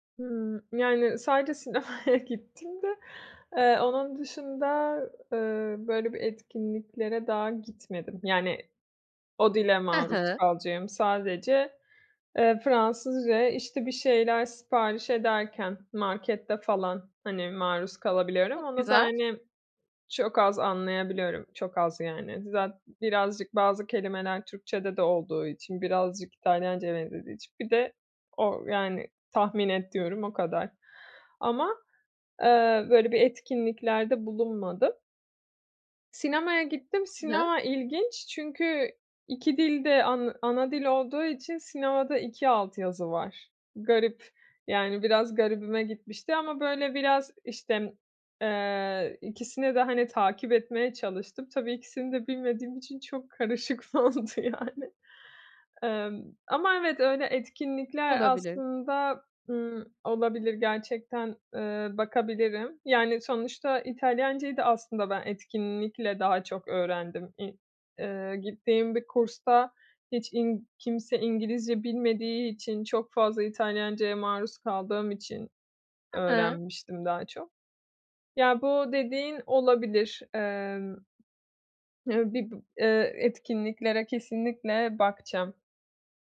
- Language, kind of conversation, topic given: Turkish, advice, Yeni bir ülkede dil engelini aşarak nasıl arkadaş edinip sosyal bağlantılar kurabilirim?
- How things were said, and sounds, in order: laughing while speaking: "sinemaya"; tapping; laughing while speaking: "oldu, yani"